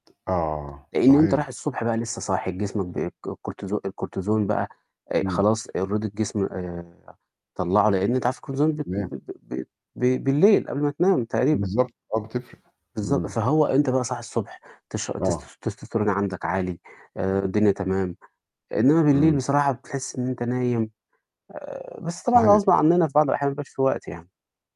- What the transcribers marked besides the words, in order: tapping; in English: "already"; other background noise
- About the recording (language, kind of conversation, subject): Arabic, unstructured, إيه رأيك في أهمية إننا نمارس الرياضة كل يوم؟